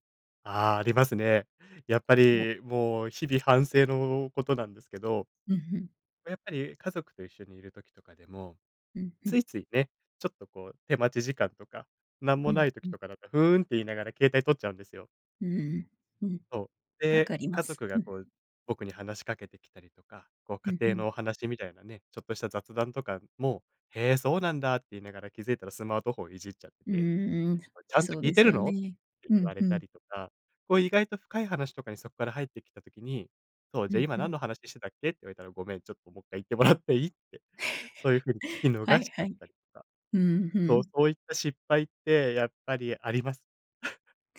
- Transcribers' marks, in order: laughing while speaking: "言ってもらって"; laugh; laugh
- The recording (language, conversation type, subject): Japanese, podcast, スマホ依存を感じたらどうしますか？